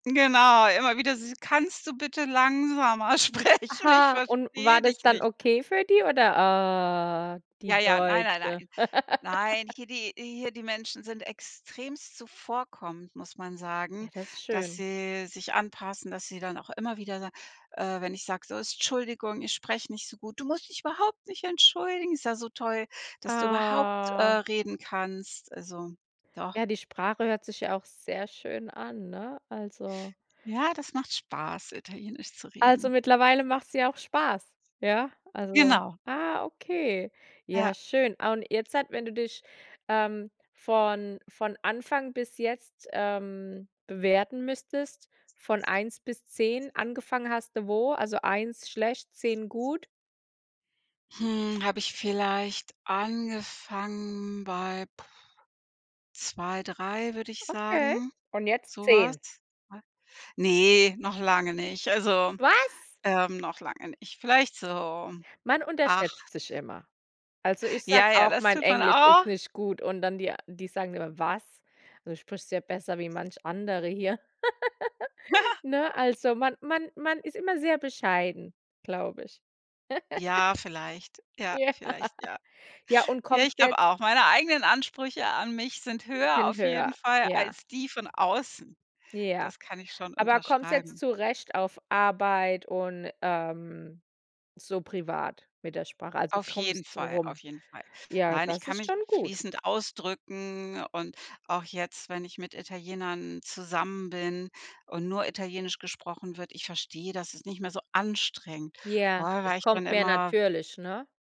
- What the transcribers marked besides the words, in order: laughing while speaking: "sprechen?"; drawn out: "Ah"; laugh; drawn out: "Ah"; background speech; other background noise; unintelligible speech; surprised: "Was?"; giggle; chuckle; laughing while speaking: "Ja"
- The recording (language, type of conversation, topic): German, podcast, Wie passt du deine Sprache an unterschiedliche kulturelle Kontexte an?